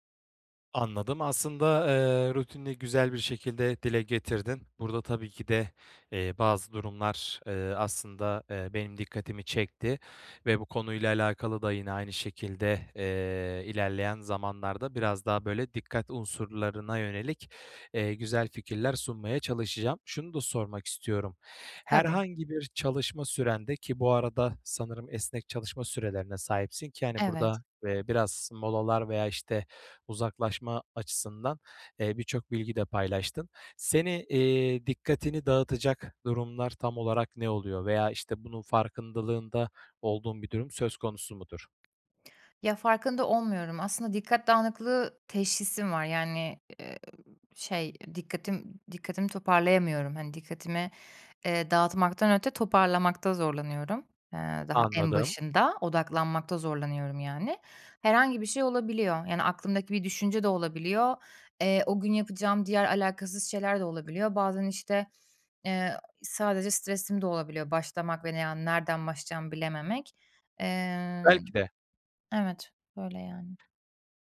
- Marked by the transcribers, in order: tapping
- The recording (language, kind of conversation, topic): Turkish, advice, Yaratıcı çalışmalarım için dikkat dağıtıcıları nasıl azaltıp zamanımı nasıl koruyabilirim?